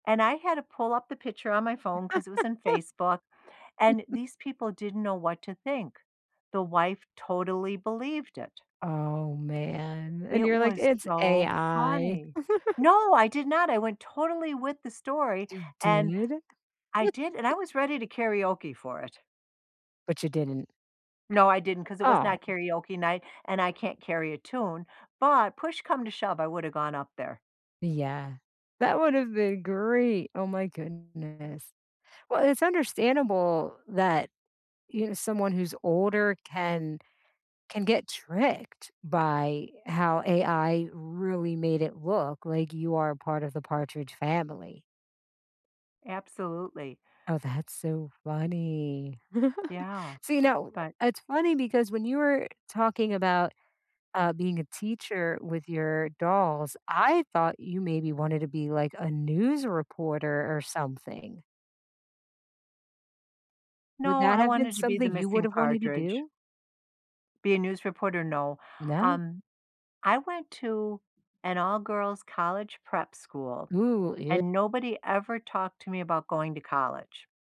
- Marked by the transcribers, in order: chuckle; chuckle; tapping; chuckle; chuckle
- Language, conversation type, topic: English, unstructured, What was your first gadget, and how did it shape your everyday life and your relationships?